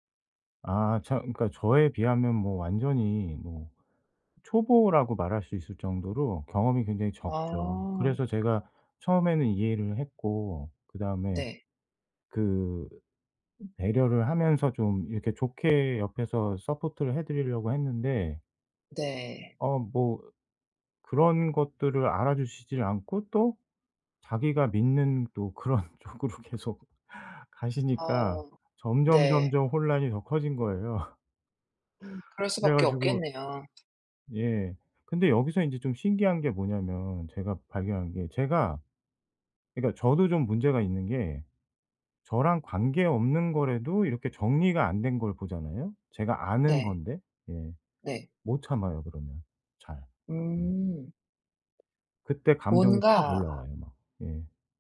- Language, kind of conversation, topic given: Korean, advice, 왜 저는 작은 일에도 감정적으로 크게 반응하는 걸까요?
- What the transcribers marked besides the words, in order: other background noise; laughing while speaking: "그런 쪽으로 계속"; laugh; laugh; tapping